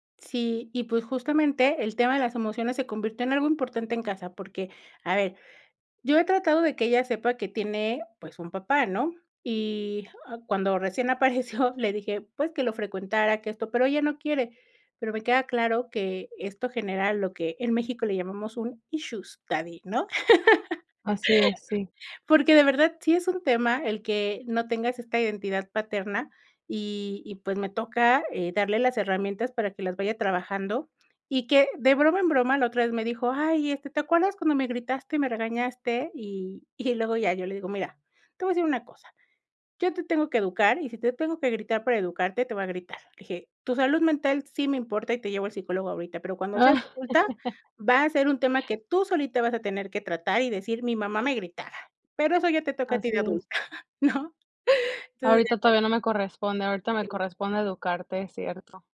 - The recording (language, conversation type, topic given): Spanish, podcast, ¿Cómo conviertes una emoción en algo tangible?
- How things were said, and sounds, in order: stressed: "issues daddy"; laugh; laugh; other background noise; chuckle